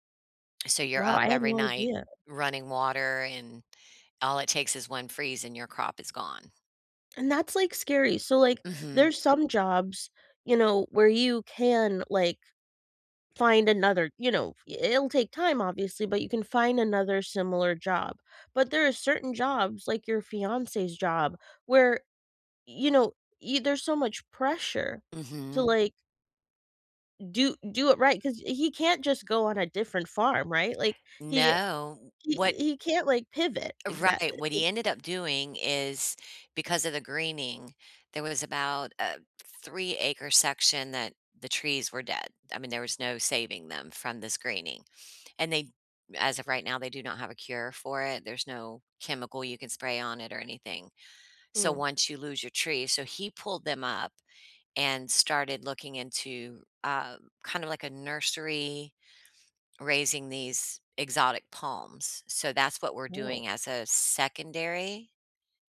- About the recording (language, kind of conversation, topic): English, unstructured, How do you deal with the fear of losing your job?
- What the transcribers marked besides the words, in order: none